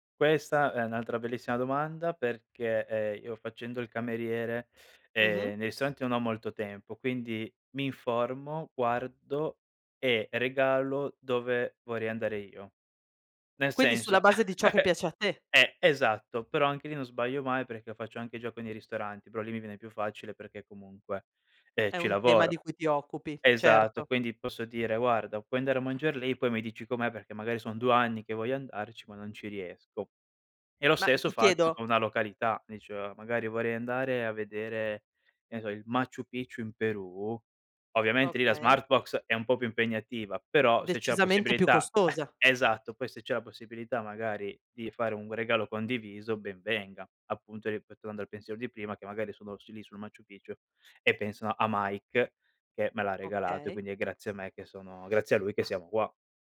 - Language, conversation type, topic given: Italian, podcast, Preferisci le esperienze o gli oggetti materiali, e perché?
- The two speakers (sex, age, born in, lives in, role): female, 40-44, Italy, Italy, host; male, 25-29, Italy, Italy, guest
- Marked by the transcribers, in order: laugh; chuckle